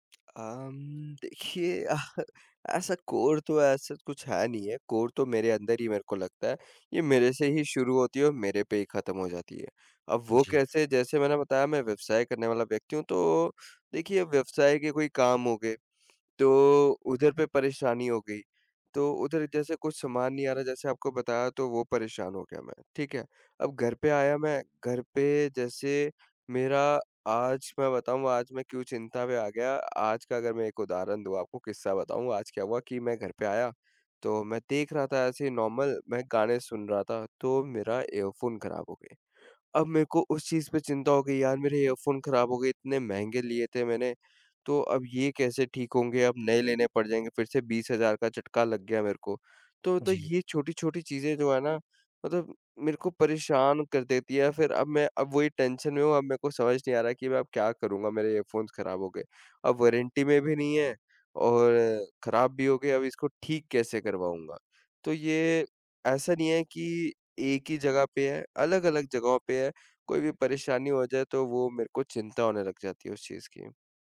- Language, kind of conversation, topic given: Hindi, advice, बार-बार चिंता होने पर उसे शांत करने के तरीके क्या हैं?
- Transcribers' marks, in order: laughing while speaking: "देखिए"; in English: "कोर"; in English: "कोर"; in English: "नॉर्मल"; in English: "ईयरफ़ोन"; in English: "ईयरफ़ोन"; "झटका" said as "चटका"; in English: "टेंशन"; in English: "ईयरफ़ोन"